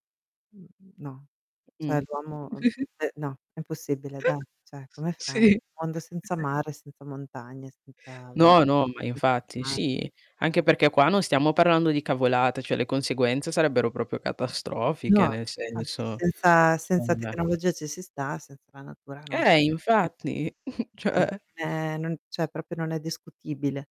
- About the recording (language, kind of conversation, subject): Italian, unstructured, Preferiresti vivere in un mondo senza tecnologia o in un mondo senza natura?
- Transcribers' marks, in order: static; giggle; scoff; other background noise; chuckle; unintelligible speech; distorted speech; unintelligible speech; "proprio" said as "propio"; unintelligible speech; unintelligible speech; chuckle; unintelligible speech; "cioè" said as "ceh"; "proprio" said as "propio"